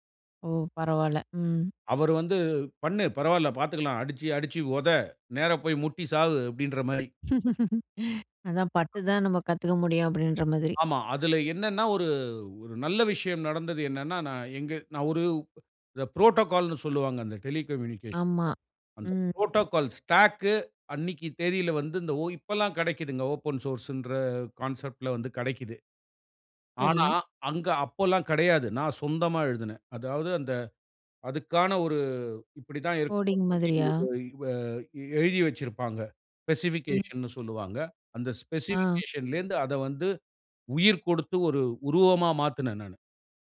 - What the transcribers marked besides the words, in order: laugh; other noise; in English: "புரோட்டோகால்ன்னு"; in English: "டெலிகம்யூனிகேஷன்ல"; in English: "புரோட்டோகால் ஸ்டாக்கு"; in English: "ஓப்பன் சோர்ஸ்சுன்ற கான்செப்ட்ல"; in English: "கோடிங்"; unintelligible speech; in English: "ஸ்பெசிபிகேஷன்னு"; in English: "ஸ்பெசிபிகேஷன்லேந்து"
- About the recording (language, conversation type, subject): Tamil, podcast, உங்களுக்குப் பிடித்த ஆர்வப்பணி எது, அதைப் பற்றி சொல்லுவீர்களா?